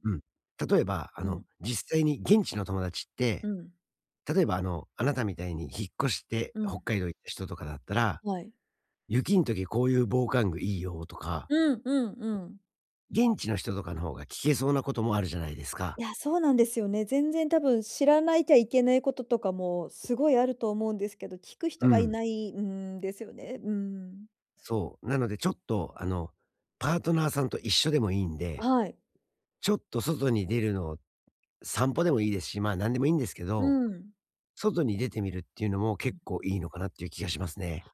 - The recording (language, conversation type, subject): Japanese, advice, 新しい場所でどうすれば自分の居場所を作れますか？
- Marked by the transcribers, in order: none